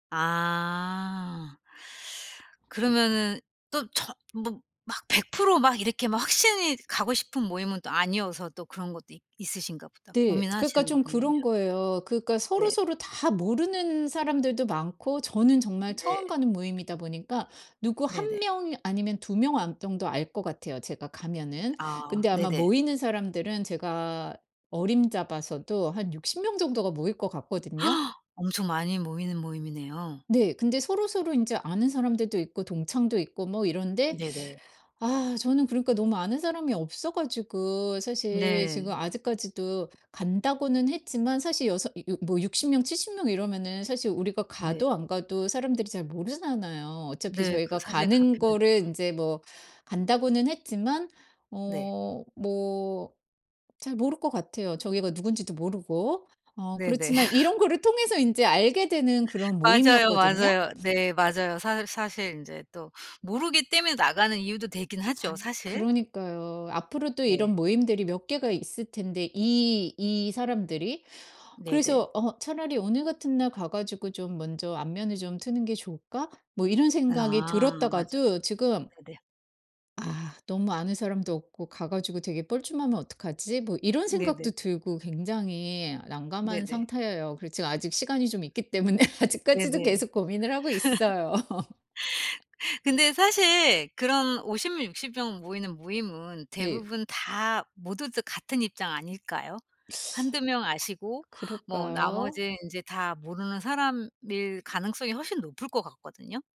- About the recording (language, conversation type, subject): Korean, advice, 약속이나 회식에 늘 응해야 한다는 피로감과 죄책감이 드는 이유는 무엇인가요?
- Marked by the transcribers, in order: tapping; other background noise; gasp; laugh; background speech; laugh; laughing while speaking: "때문에"; laugh; teeth sucking; other noise